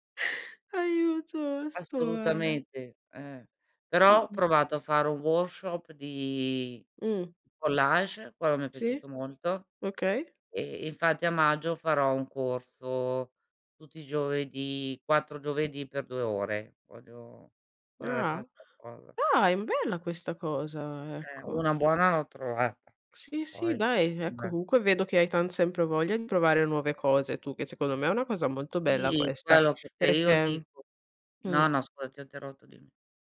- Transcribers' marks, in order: "male" said as "ale"; in English: "worshop"; "workshop" said as "worshop"; other background noise; "qualcosa" said as "quacosa"
- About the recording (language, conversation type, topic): Italian, unstructured, Hai mai scoperto una passione inaspettata provando qualcosa di nuovo?